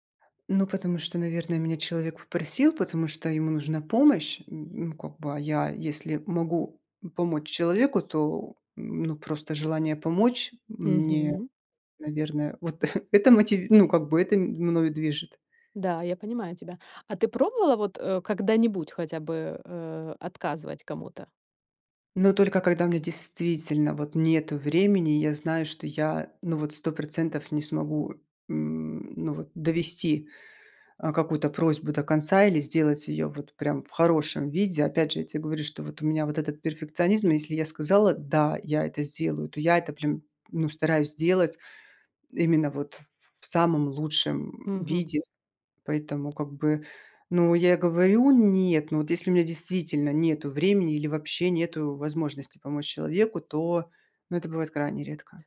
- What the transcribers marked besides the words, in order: chuckle; tapping
- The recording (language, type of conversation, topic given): Russian, advice, Как научиться говорить «нет» и перестать постоянно брать на себя лишние обязанности?